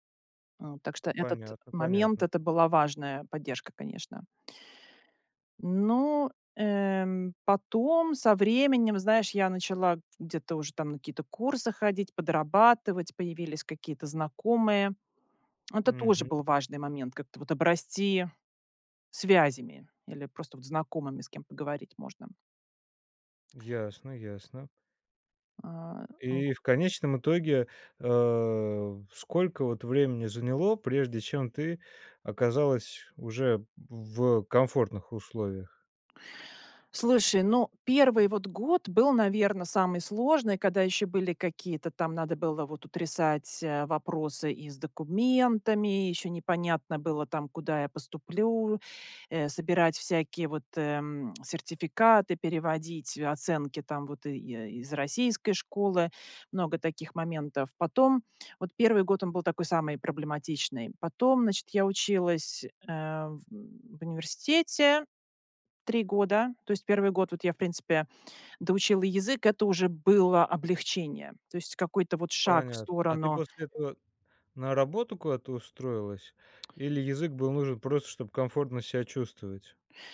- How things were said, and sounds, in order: tapping
- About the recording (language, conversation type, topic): Russian, podcast, Когда вам пришлось начать всё с нуля, что вам помогло?